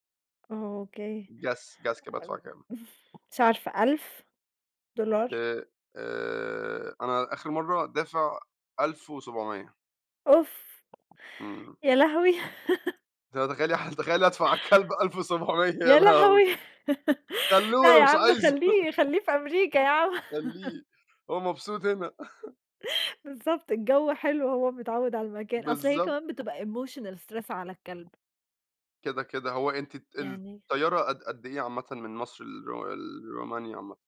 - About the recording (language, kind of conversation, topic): Arabic, unstructured, إيه الإنجاز اللي نفسك تحققه خلال خمس سنين؟
- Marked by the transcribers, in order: in English: "Guess ،guess"; tapping; laugh; laughing while speaking: "ح تخيلّي أدفع على الكلب ألف وسبعُمية يا لهوي!"; laugh; laughing while speaking: "لأ، يا عم خلّيه خلّيه في أمريكا يا عم"; laughing while speaking: "خلّوه أنا مش عايزه"; chuckle; in English: "emotional stress"